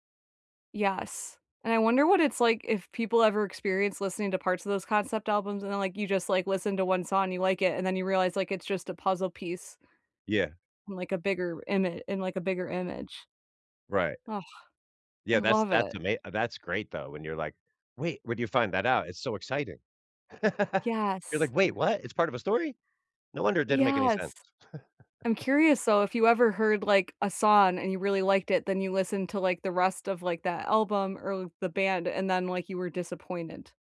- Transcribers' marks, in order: laugh; chuckle
- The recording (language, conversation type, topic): English, unstructured, How do you decide whether to listen to a long album from start to finish or to choose individual tracks?
- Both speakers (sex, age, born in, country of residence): female, 30-34, United States, United States; male, 50-54, United States, United States